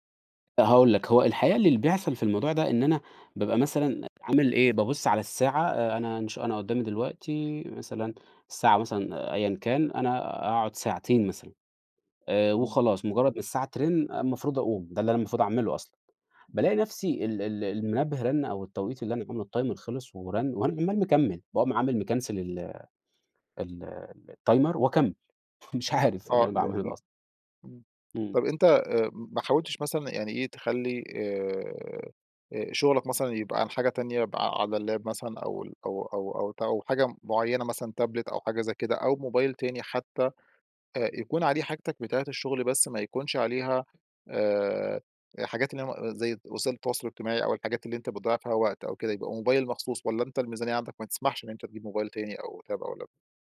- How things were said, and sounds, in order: in English: "الtimer"; in English: "مكنسل"; in English: "الtimer"; chuckle; laughing while speaking: "مش عارف إيه اللي أنا باعمله ده أصلًا؟"; in English: "اللاب"; in English: "تابلت"; in English: "تاب"; in English: "لاب؟"
- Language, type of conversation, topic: Arabic, advice, ازاي أقدر أركز لما إشعارات الموبايل بتشتتني؟